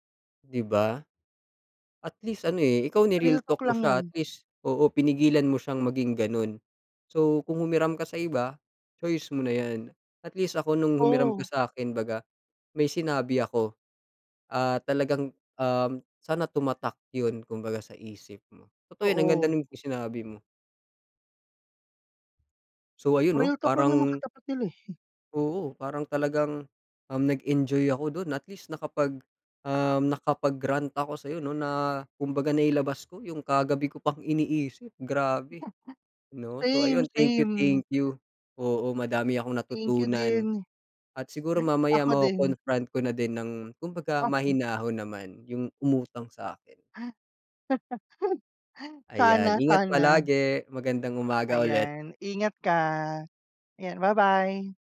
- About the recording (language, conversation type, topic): Filipino, unstructured, Ano ang saloobin mo sa mga taong palaging humihiram ng pera?
- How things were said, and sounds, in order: unintelligible speech; laugh